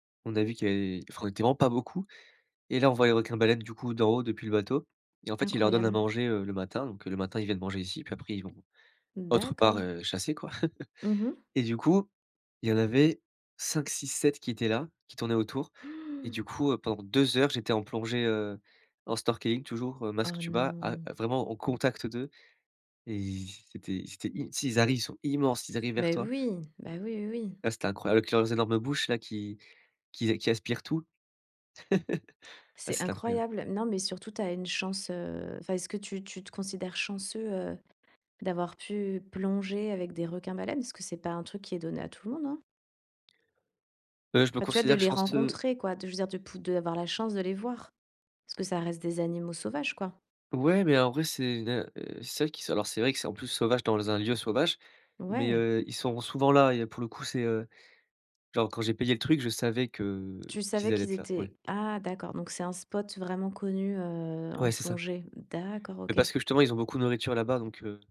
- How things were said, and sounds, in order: "enfin" said as "enfrin"; chuckle; gasp; chuckle; drawn out: "heu"
- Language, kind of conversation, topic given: French, podcast, As-tu un souvenir d’enfance lié à la nature ?